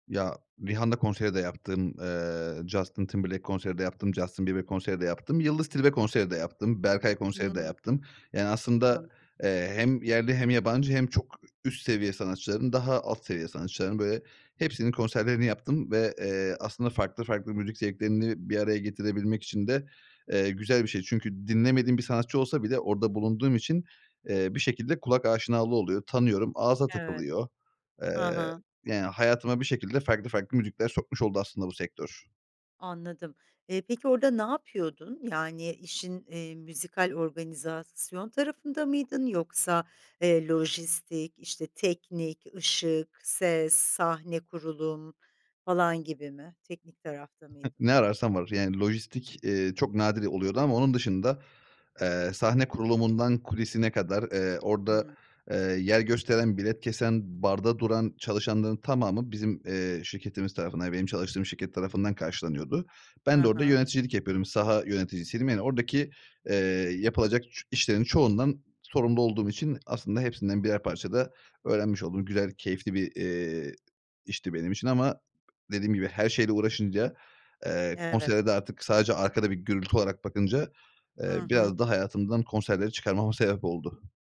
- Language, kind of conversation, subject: Turkish, podcast, İki farklı müzik zevkini ortak bir çalma listesinde nasıl dengelersin?
- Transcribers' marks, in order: other background noise; chuckle; tapping